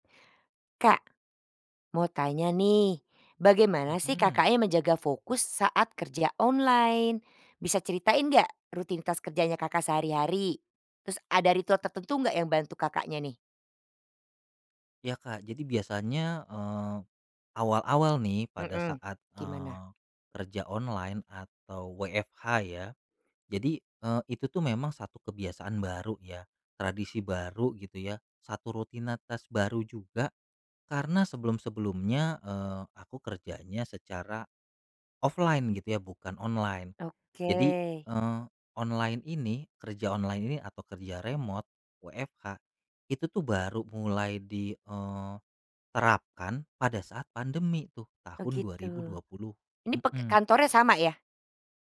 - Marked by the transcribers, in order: tapping; "rutinitas" said as "rutinatas"; in English: "remote"
- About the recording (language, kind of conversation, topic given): Indonesian, podcast, Bagaimana kamu menjaga fokus saat bekerja secara daring?